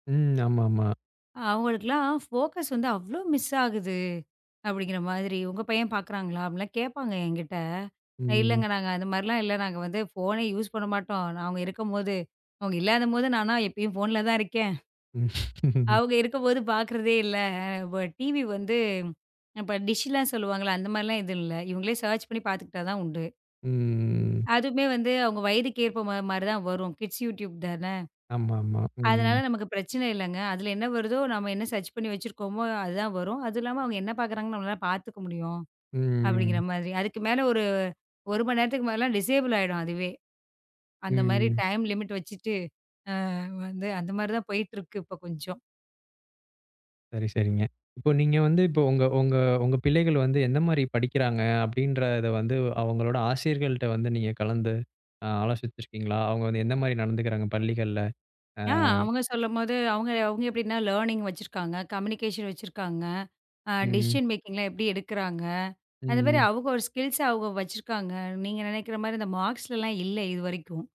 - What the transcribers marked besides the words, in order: in English: "போக்கஸ்"; in English: "மிஸ்"; in English: "யூஸ்"; laughing while speaking: "ம்"; in English: "சேர்ச்"; tapping; drawn out: "ம்"; in English: "கிட்ஸ்"; in English: "சேர்ச்"; in English: "டிஸேபுல்"; in English: "டைம் லிமிட்"; other noise; in English: "லேர்னிங்"; in English: "கம்மியூனிகேஷன்"; in English: "டெசிஷன் மேக்கிங்லாம்"; in English: "ஸ்கில்ஸ்"; in English: "மார்க்ஸ்லலாம்"
- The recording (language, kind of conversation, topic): Tamil, podcast, குழந்தைகளை படிப்பில் ஆர்வம் கொள்ளச் செய்வதில் உங்களுக்கு என்ன அனுபவம் இருக்கிறது?